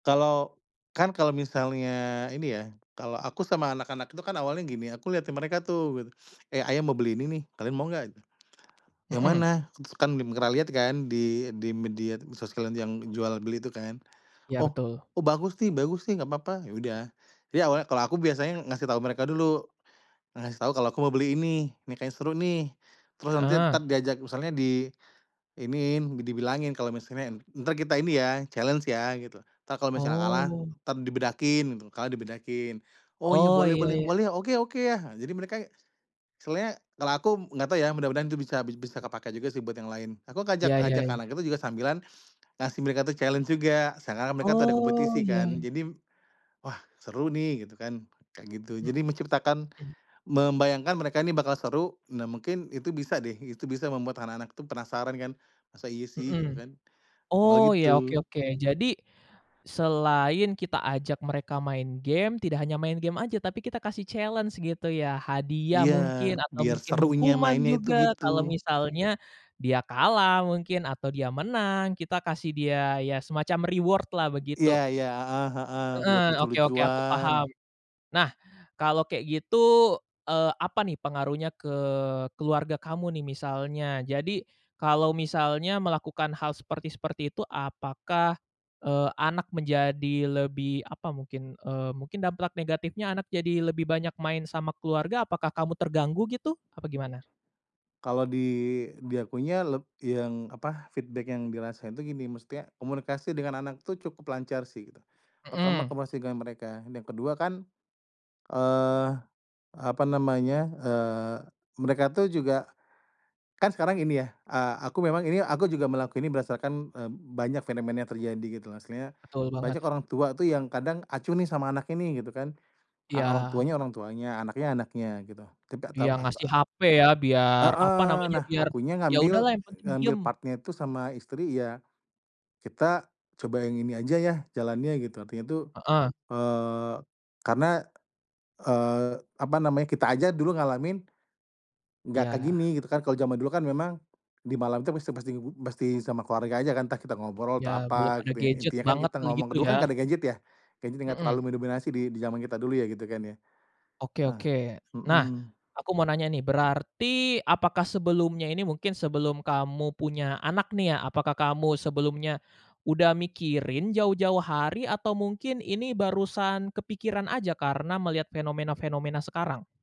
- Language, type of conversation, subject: Indonesian, podcast, Bagaimana kamu mengurangi waktu menatap layar setiap hari?
- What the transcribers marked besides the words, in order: unintelligible speech; in English: "challenge"; in English: "challenge"; in English: "challenge"; in English: "reward-lah"; sniff; in English: "reward"; other background noise; in English: "feedback"; in English: "part-nya"